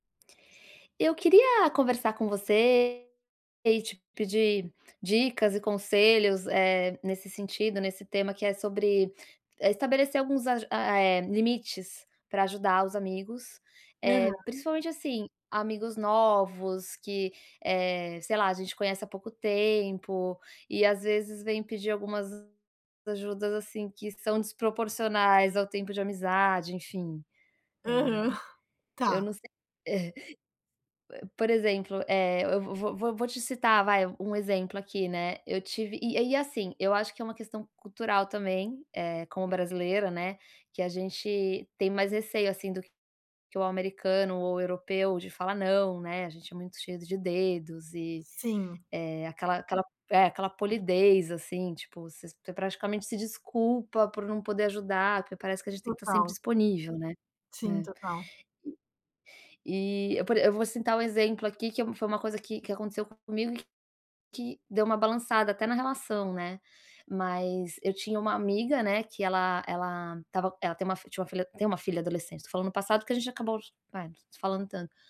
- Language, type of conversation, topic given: Portuguese, advice, Como posso estabelecer limites sem magoar um amigo que está passando por dificuldades?
- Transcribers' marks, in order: chuckle; tapping; other background noise